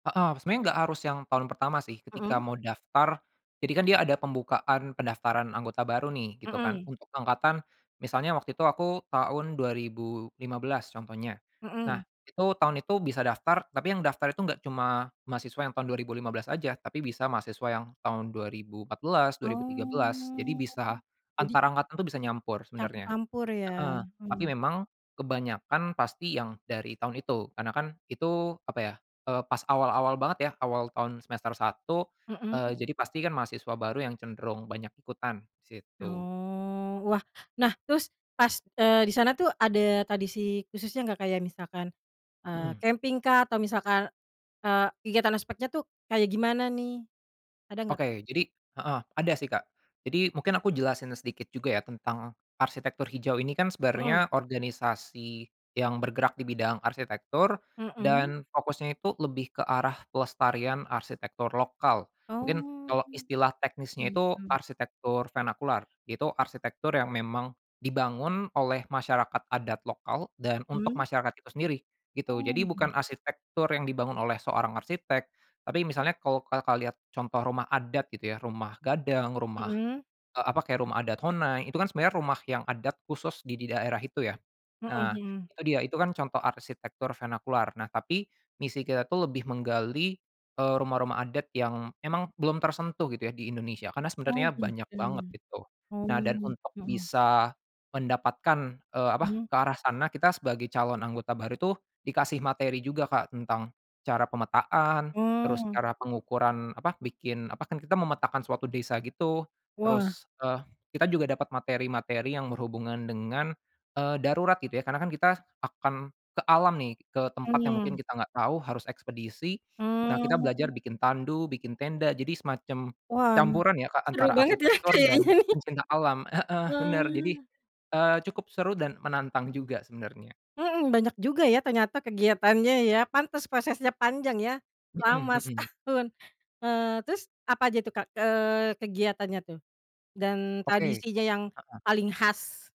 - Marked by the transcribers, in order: tapping; drawn out: "Oh"; laughing while speaking: "ya kayaknya nih"; laughing while speaking: "setahun"
- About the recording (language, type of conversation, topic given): Indonesian, podcast, Bagaimana tradisi di komunitas Anda memperkuat rasa kebersamaan?